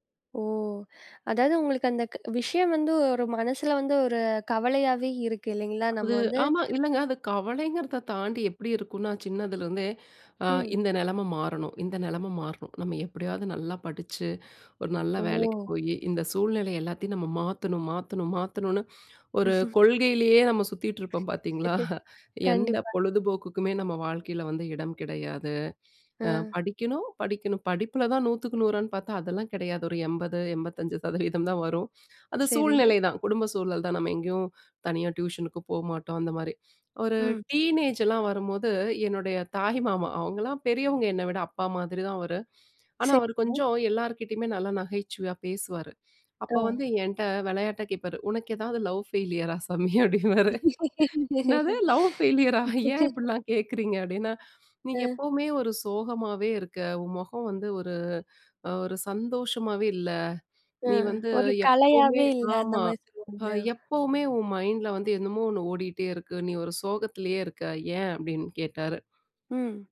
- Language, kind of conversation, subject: Tamil, podcast, மனஅழுத்தத்தை சமாளிக்க நண்பர்களும் குடும்பமும் உங்களுக்கு எப்படிப் உதவினார்கள்?
- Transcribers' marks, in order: other noise; chuckle; laugh; laughing while speaking: "பார்த்தீங்களா!"; in English: "டீனேஜ்லாம்"; laugh; in English: "லவ் ஃபெயிலியர்ரா"; laughing while speaking: "சாமி அப்டிம்பாரு. என்னது லவ் பெயிலரா? ஏன் இப்படிலாம் கேட்கிறீங்க"; in English: "மைண்ட்ல"